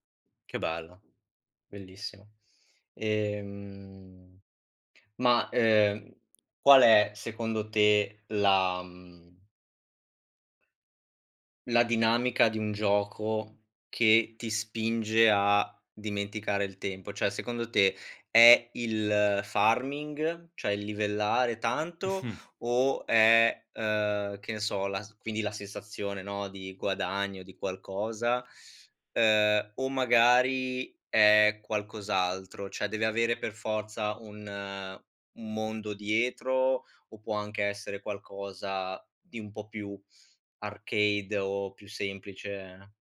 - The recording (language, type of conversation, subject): Italian, podcast, Quale hobby ti fa dimenticare il tempo?
- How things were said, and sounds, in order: other background noise; in English: "farming?"; laughing while speaking: "Mh-mh"; "Cioè" said as "ceh"; in English: "arcade"